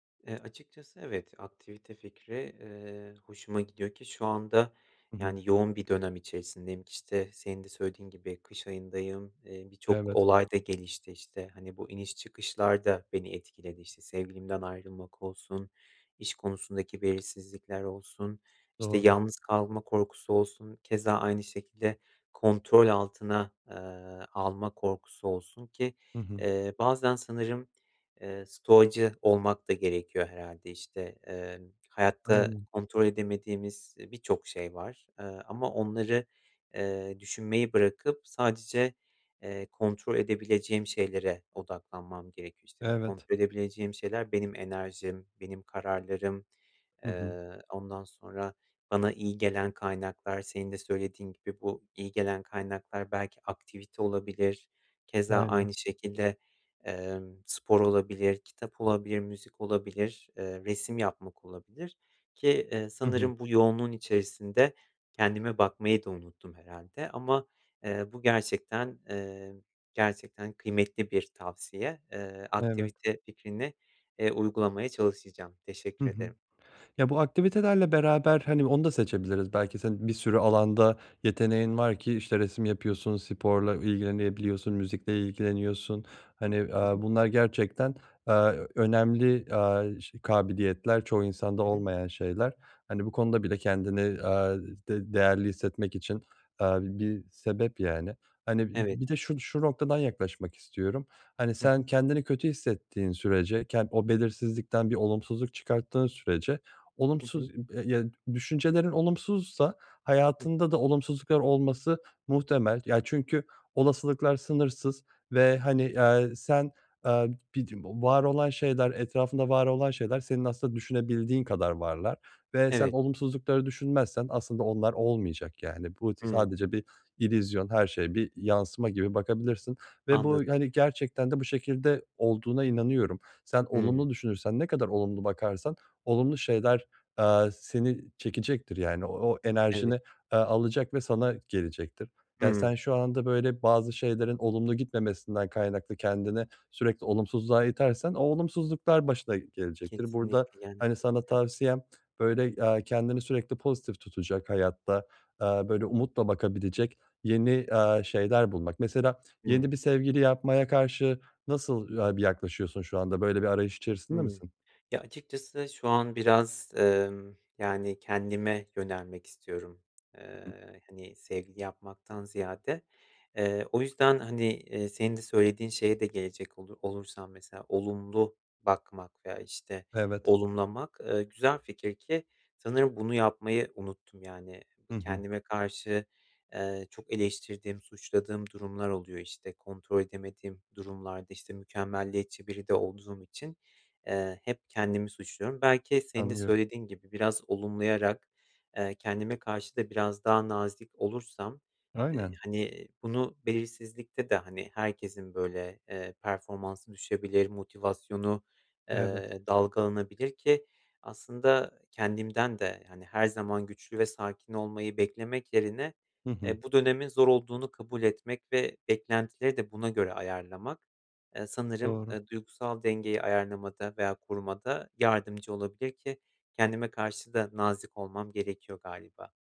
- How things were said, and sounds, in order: tapping; other background noise; unintelligible speech; unintelligible speech
- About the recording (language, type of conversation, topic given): Turkish, advice, Duygusal denge ve belirsizlik